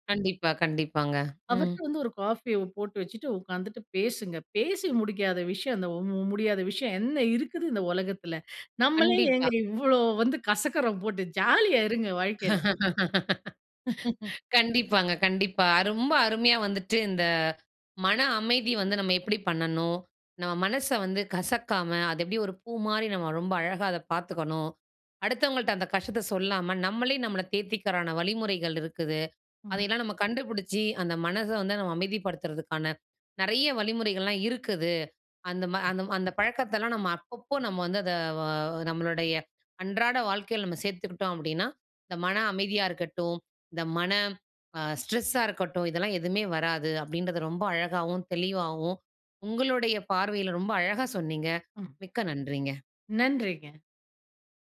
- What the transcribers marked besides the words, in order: inhale; laugh; inhale; laugh; "தேத்திக்கிறதுக்கான" said as "தேர்த்திக்கிறான"; other background noise; in English: "ஸ்ட்ரெஸ்ஸா"
- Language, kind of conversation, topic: Tamil, podcast, மனதை அமைதியாக வைத்துக் கொள்ள உங்களுக்கு உதவும் பழக்கங்கள் என்ன?